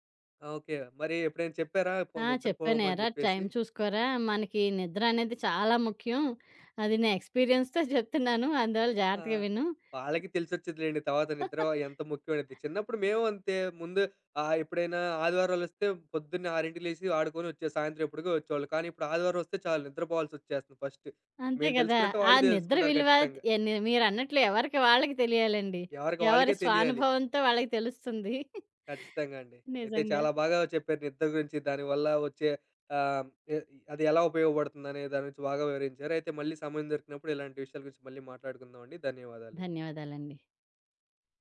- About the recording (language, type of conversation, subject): Telugu, podcast, హాయిగా, మంచి నిద్రను ప్రతిరోజూ స్థిరంగా వచ్చేలా చేసే అలవాటు మీరు ఎలా ఏర్పరుచుకున్నారు?
- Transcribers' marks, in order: in English: "ఎక్స్‌పీరియన్స్‌తో"; other background noise; chuckle; in English: "ఫస్ట్"; chuckle